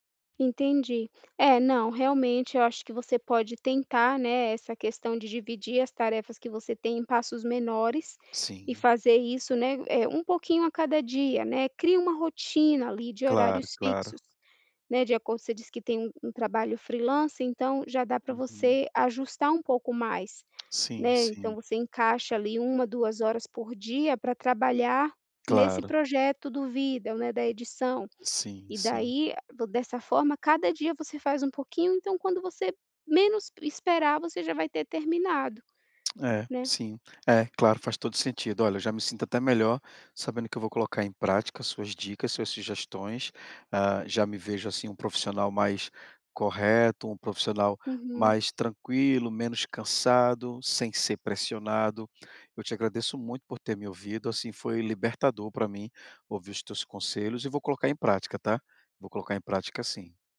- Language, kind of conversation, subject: Portuguese, advice, Como posso parar de procrastinar e me sentir mais motivado?
- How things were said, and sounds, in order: tapping